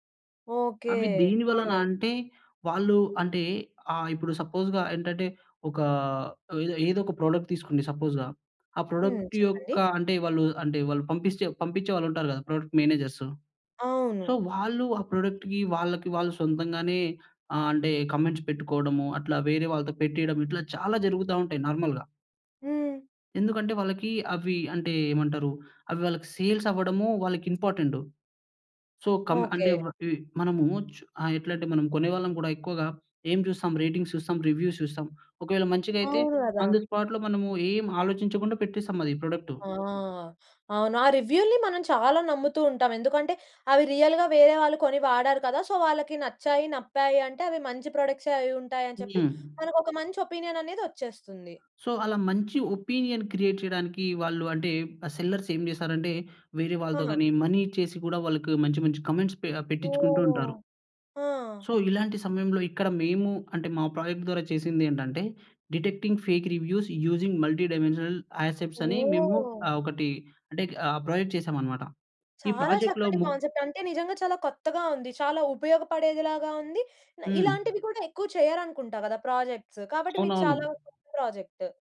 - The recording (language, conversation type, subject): Telugu, podcast, పాఠశాల లేదా కాలేజీలో మీరు బృందంగా చేసిన ప్రాజెక్టు అనుభవం మీకు ఎలా అనిపించింది?
- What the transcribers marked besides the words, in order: in English: "ప్రొడక్ట్"; in English: "ప్రొడక్ట్"; in English: "ప్రొడక్ట్"; in English: "సో"; in English: "ప్రాడక్ట్‌కి"; in English: "కామెంట్స్"; in English: "సేల్స్"; in English: "సో"; in English: "రేటింగ్"; in English: "రివ్యూస్"; in English: "ఆన్ ది స్పాట్‌లో"; in English: "రియల్‌గా"; in English: "సో"; in English: "ఒపీనియన్"; in English: "సో"; in English: "ఒపీనియన్ క్రియేట్"; in English: "సెల్లర్స్"; in English: "మనీ"; in English: "కామెంట్స్"; in English: "సో"; in English: "ప్రాజెక్ట్"; in English: "డిటెక్టింగ్ ఫేక్ రివ్యూస్ యూసింగ్ మల్టీ డైమెన్షనల్ అసెప్స్"; in English: "ప్రాజెక్ట్"; in English: "ప్రాజెక్ట్‌లో"; in English: "కాన్సెప్ట్"; other background noise